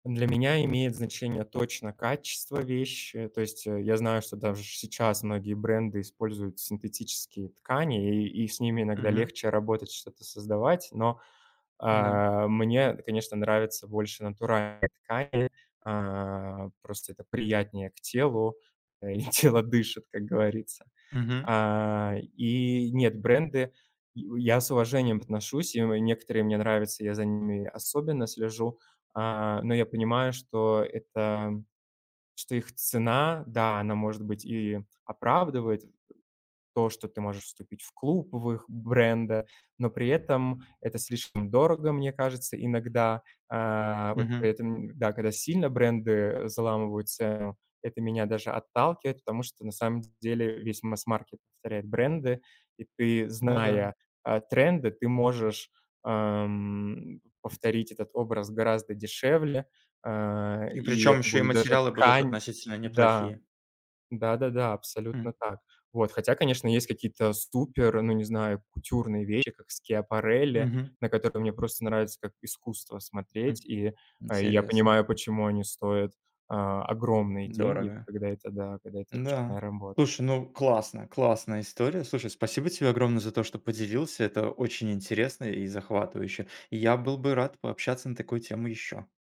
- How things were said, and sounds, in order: other background noise; laughing while speaking: "и тело дышит"; tapping
- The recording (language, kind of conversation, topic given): Russian, podcast, Какая одежда помогает тебе чувствовать себя увереннее?
- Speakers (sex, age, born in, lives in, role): male, 30-34, Belarus, Poland, host; male, 30-34, Russia, Mexico, guest